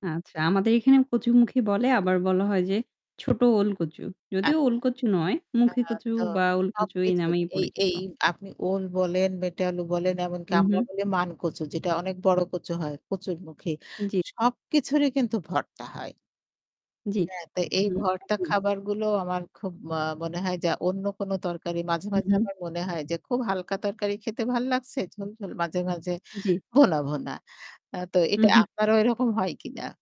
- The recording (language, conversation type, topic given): Bengali, unstructured, আপনি কোন খাবারটি সবচেয়ে বেশি অপছন্দ করেন?
- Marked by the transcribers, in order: static